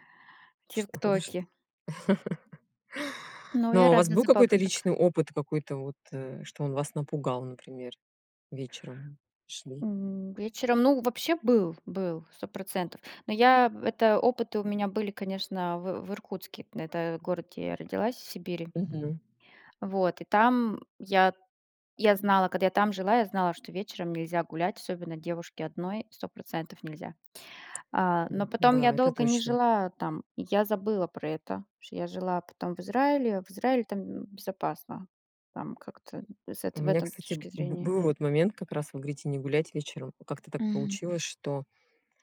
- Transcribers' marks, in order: tapping; laugh
- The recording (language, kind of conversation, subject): Russian, unstructured, Почему, по-вашему, люди боятся выходить на улицу вечером?